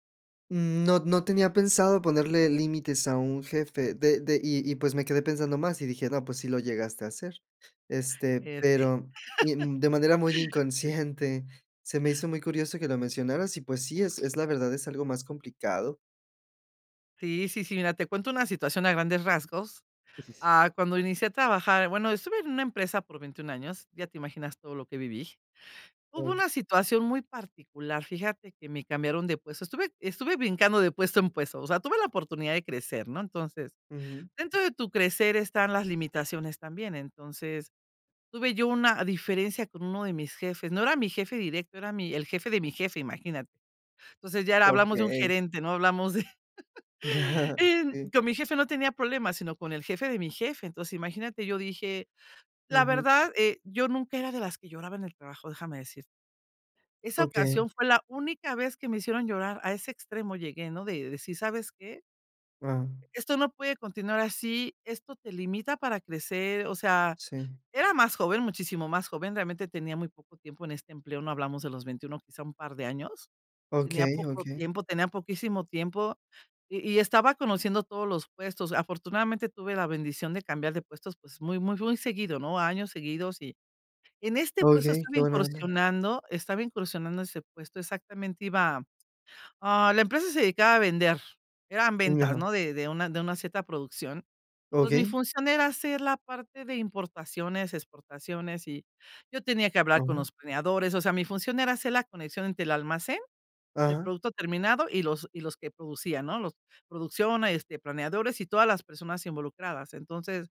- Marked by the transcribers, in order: chuckle; other noise; chuckle; laughing while speaking: "de en"; other background noise
- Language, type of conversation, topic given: Spanish, podcast, ¿Cómo priorizar metas cuando todo parece urgente?